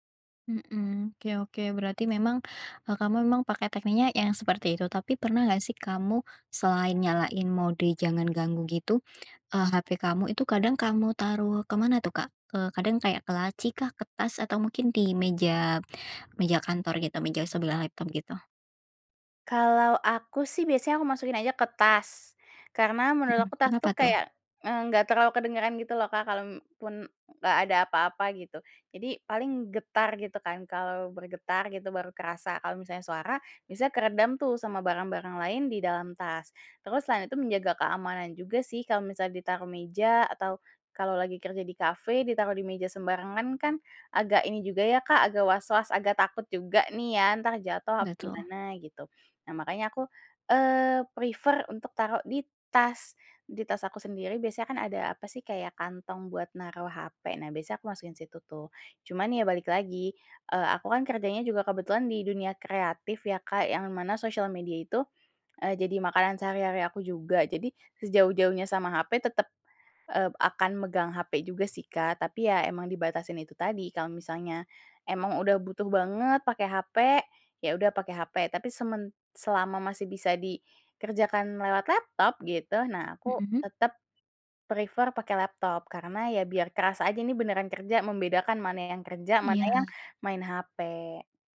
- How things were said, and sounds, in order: in English: "prefer"; in English: "prefer"; other background noise
- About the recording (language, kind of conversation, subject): Indonesian, podcast, Apa trik sederhana yang kamu pakai agar tetap fokus bekerja tanpa terganggu oleh ponsel?